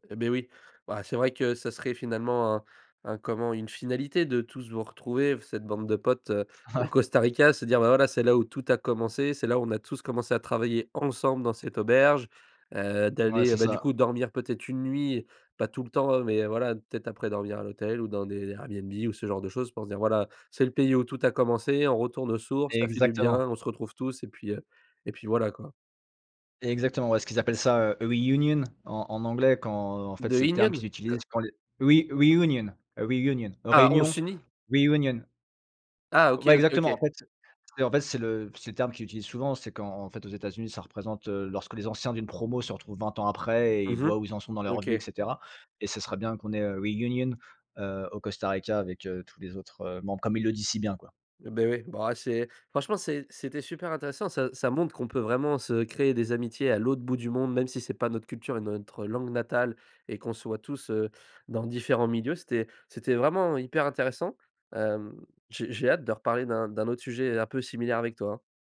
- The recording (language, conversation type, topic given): French, podcast, Peux-tu nous parler d’une amitié née en voyage ?
- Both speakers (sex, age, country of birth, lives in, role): male, 20-24, France, France, host; male, 35-39, France, France, guest
- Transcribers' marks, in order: stressed: "ensemble"; put-on voice: "reunion"; put-on voice: "re reunion a reunion"; put-on voice: "reunion"; put-on voice: "reunion"; in English: "reunion"